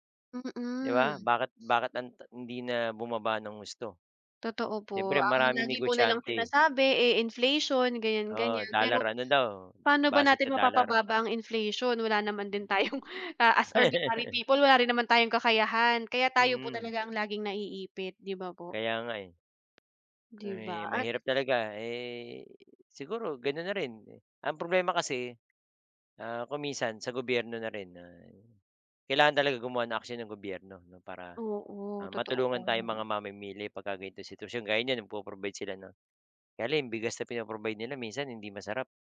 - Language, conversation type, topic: Filipino, unstructured, Ano ang palagay mo sa pagtaas ng presyo ng mga bilihin sa kasalukuyan?
- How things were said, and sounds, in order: in English: "as ordinary people"; laugh